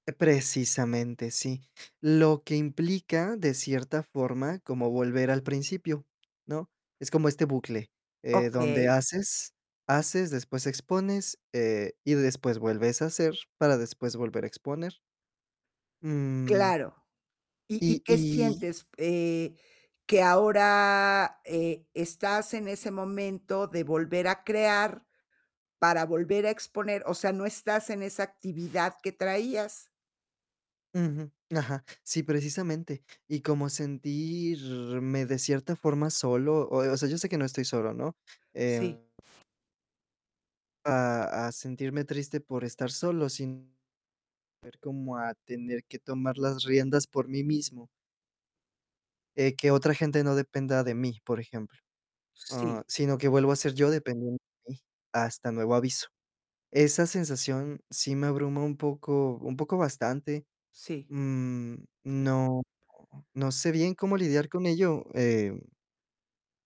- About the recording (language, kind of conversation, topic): Spanish, advice, ¿De qué manera sientes que te has quedado estancado en tu crecimiento profesional?
- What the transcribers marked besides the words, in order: tapping; distorted speech; static